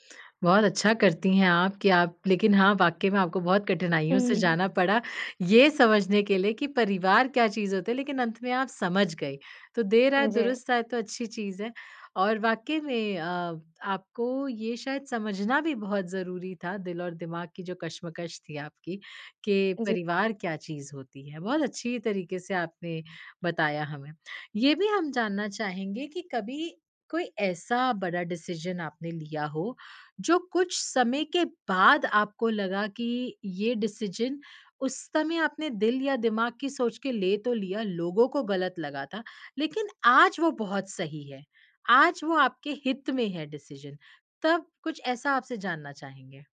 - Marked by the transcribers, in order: in English: "डिसीज़न"; in English: "डिसीज़न"; in English: "डिसीज़न"
- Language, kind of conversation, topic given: Hindi, podcast, बड़े फैसले लेते समय आप दिल की सुनते हैं या दिमाग की?